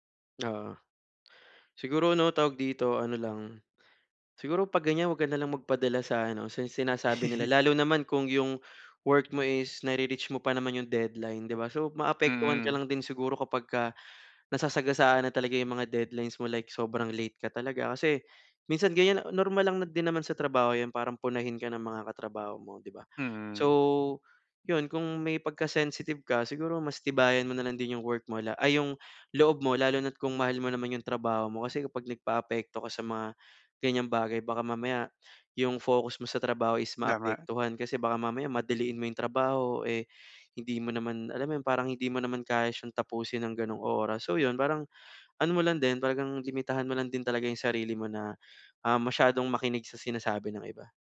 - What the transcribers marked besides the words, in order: chuckle
- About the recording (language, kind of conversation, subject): Filipino, advice, Paano ko makikilala at marerespeto ang takot o pagkabalisa ko sa araw-araw?